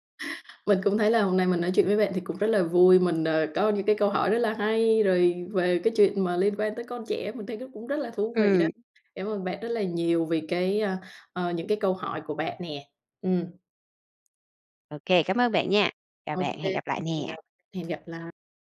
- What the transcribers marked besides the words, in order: laugh; tapping; other background noise
- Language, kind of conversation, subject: Vietnamese, podcast, Bạn có thể kể về một bộ phim bạn đã xem mà không thể quên được không?